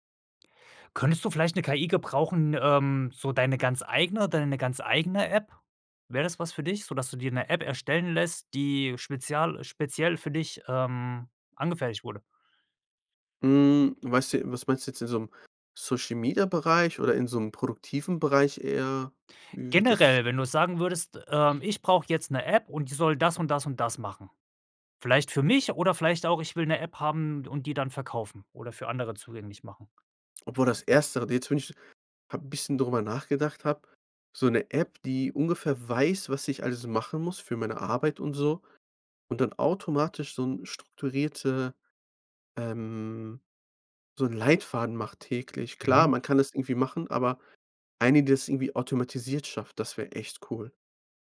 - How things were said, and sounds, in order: none
- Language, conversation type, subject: German, podcast, Welche Apps erleichtern dir wirklich den Alltag?